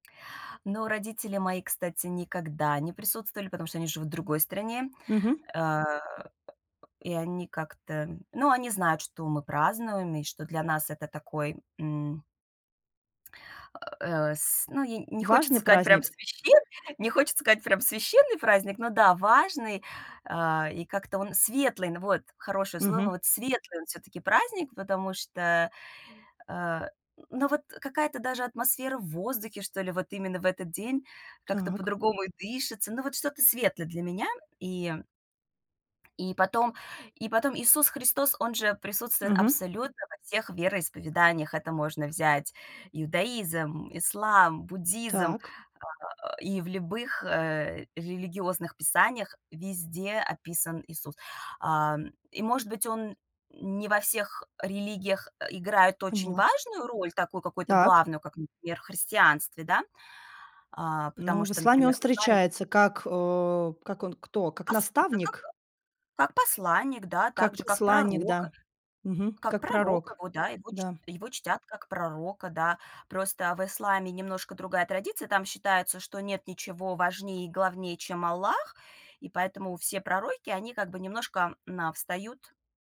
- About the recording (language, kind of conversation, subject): Russian, podcast, Какая семейная традиция для вас особенно важна и почему?
- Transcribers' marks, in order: tapping; other background noise; grunt; unintelligible speech